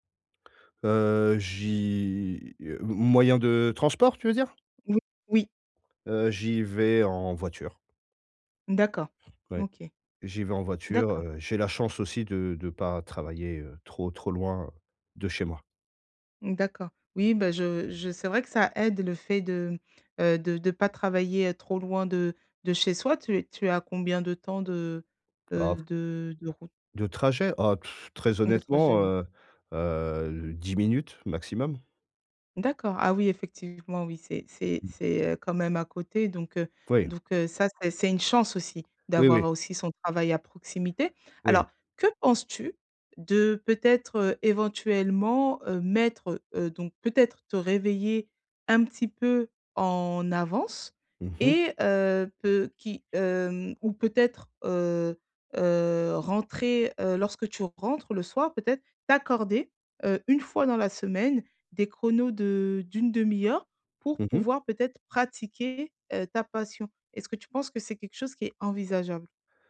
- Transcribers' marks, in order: other background noise
- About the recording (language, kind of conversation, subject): French, advice, Comment puis-je trouver du temps pour une nouvelle passion ?